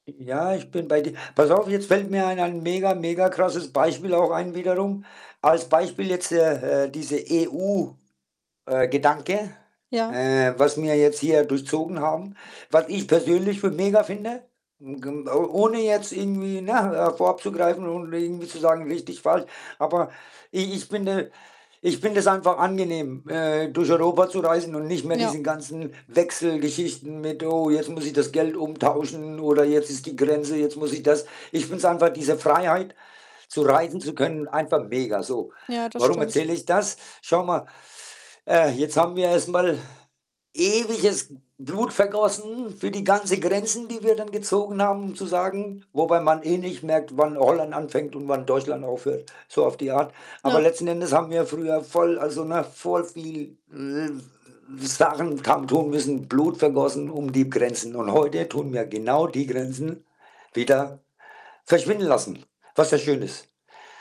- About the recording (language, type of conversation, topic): German, unstructured, Wie kann uns die Geschichte helfen, Fehler zu vermeiden?
- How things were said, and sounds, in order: distorted speech; tapping; other background noise; stressed: "ewiges"